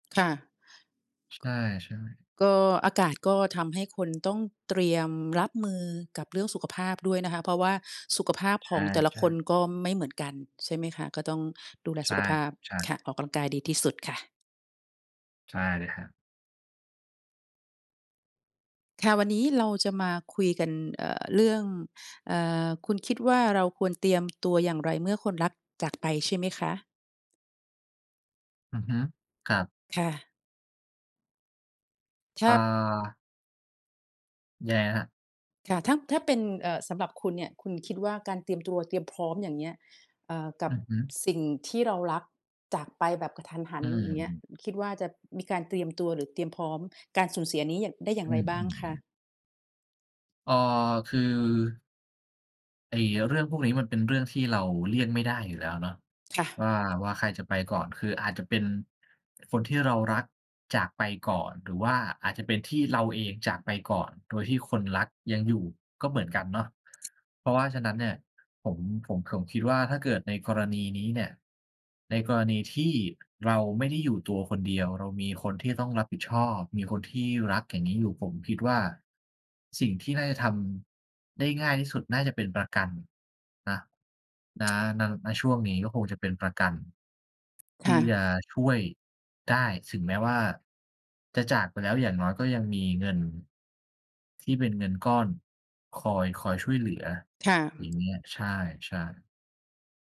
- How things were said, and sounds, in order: tapping
- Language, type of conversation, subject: Thai, unstructured, เราควรเตรียมตัวอย่างไรเมื่อคนที่เรารักจากไป?